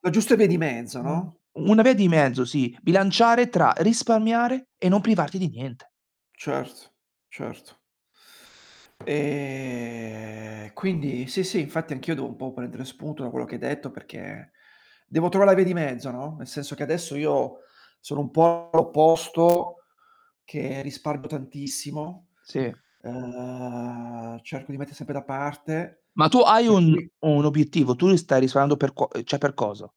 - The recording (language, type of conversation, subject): Italian, unstructured, Come ti senti quando riesci a mettere da parte una somma importante?
- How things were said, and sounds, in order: unintelligible speech; static; inhale; tapping; drawn out: "E"; inhale; distorted speech; "risparmio" said as "risparmo"; drawn out: "ehm"; "risparmiando" said as "risamando"; "cioè" said as "ceh"